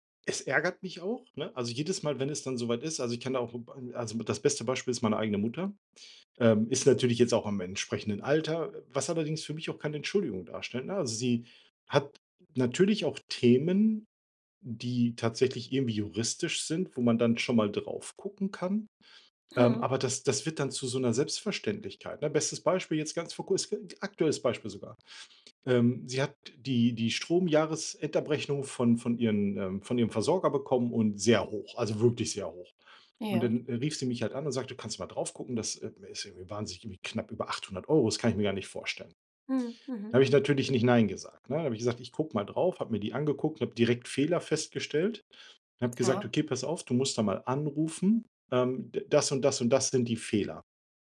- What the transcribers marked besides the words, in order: unintelligible speech; stressed: "sehr"
- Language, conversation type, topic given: German, advice, Wie finde ich am Wochenende eine gute Balance zwischen Erholung und produktiven Freizeitaktivitäten?